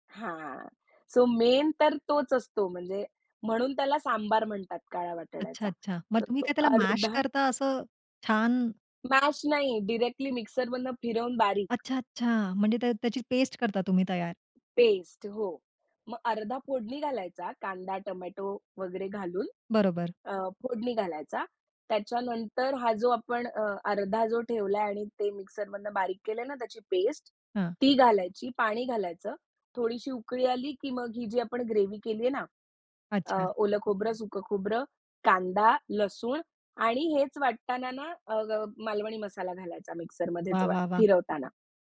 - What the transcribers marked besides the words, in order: in English: "सो मेन"; tapping; in English: "मॅश"; in English: "मॅश"
- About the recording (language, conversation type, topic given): Marathi, podcast, अन्नामुळे आठवलेली तुमची एखादी खास कौटुंबिक आठवण सांगाल का?
- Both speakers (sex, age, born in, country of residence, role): female, 30-34, India, India, guest; female, 40-44, India, India, host